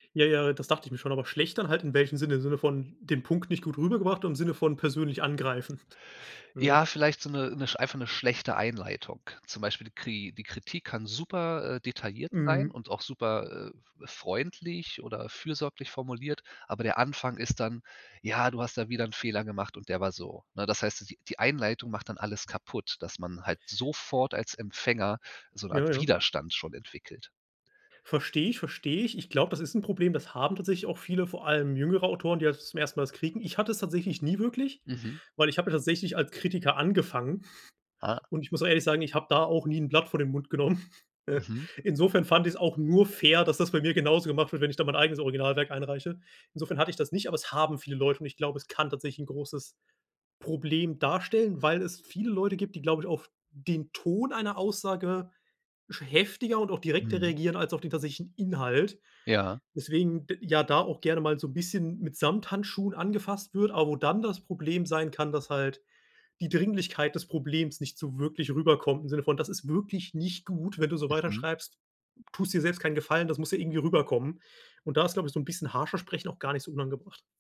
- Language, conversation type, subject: German, podcast, Wie gibst du Feedback, das wirklich hilft?
- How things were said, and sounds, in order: chuckle; chuckle; chuckle; stressed: "haben"